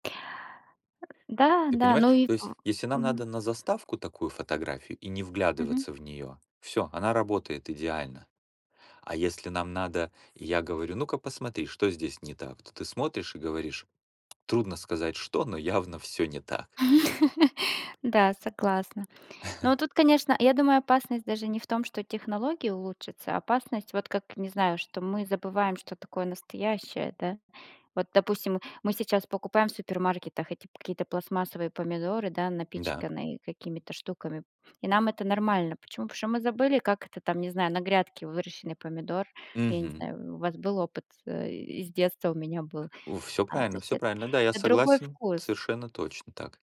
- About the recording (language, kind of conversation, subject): Russian, unstructured, Что нового в технологиях тебя больше всего радует?
- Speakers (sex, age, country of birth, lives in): female, 40-44, Russia, Germany; male, 45-49, Ukraine, United States
- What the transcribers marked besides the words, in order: other background noise; tapping; laugh; chuckle